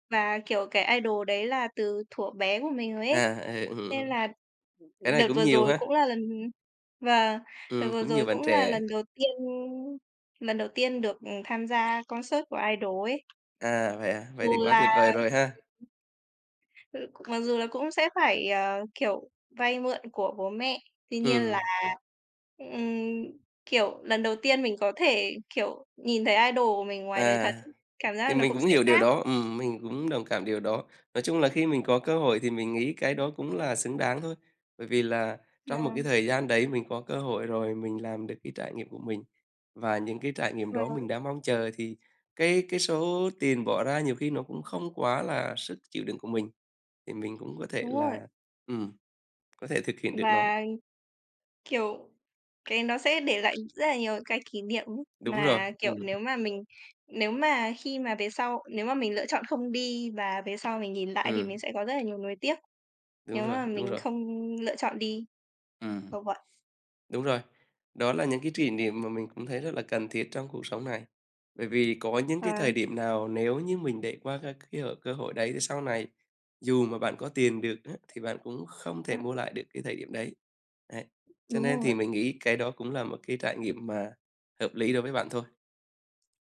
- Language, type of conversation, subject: Vietnamese, unstructured, Bạn quyết định thế nào giữa việc tiết kiệm tiền và chi tiền cho những trải nghiệm?
- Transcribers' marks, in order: in English: "idol"; other background noise; tapping; in English: "concert"; in English: "idol"; unintelligible speech; in English: "idol"; background speech; unintelligible speech; "kỷ" said as "trỉ"